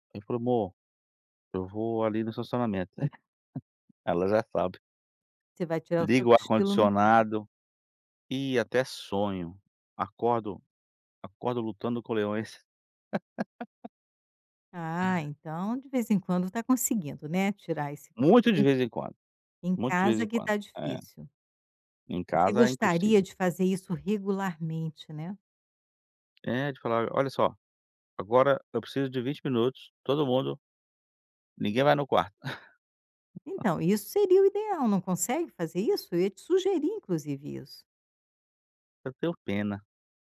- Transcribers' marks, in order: tapping; laugh; laugh
- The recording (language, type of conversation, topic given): Portuguese, advice, Por que meus cochilos não são restauradores e às vezes me deixam ainda mais cansado?